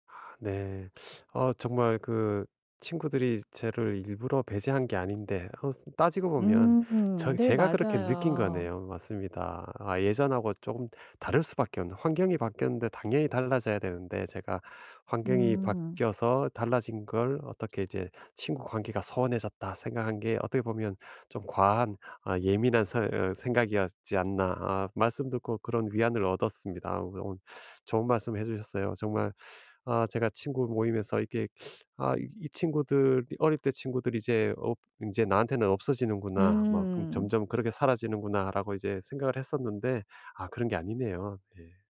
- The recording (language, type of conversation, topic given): Korean, advice, 친구 모임에서 반복적으로 배제되는 상황을 어떻게 해결하면 좋을까요?
- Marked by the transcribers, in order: static; other background noise